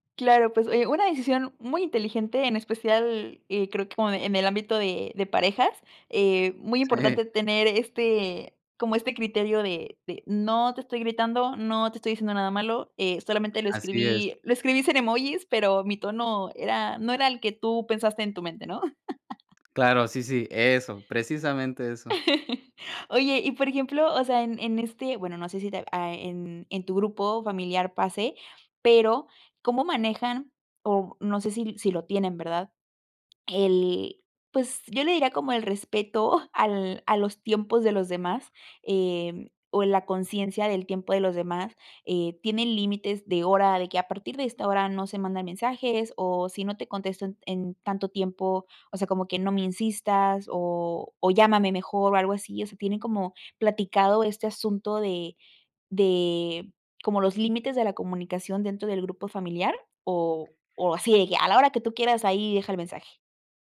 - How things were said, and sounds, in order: other background noise; chuckle; chuckle; chuckle
- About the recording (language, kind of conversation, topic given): Spanish, podcast, ¿Qué impacto tienen las redes sociales en las relaciones familiares?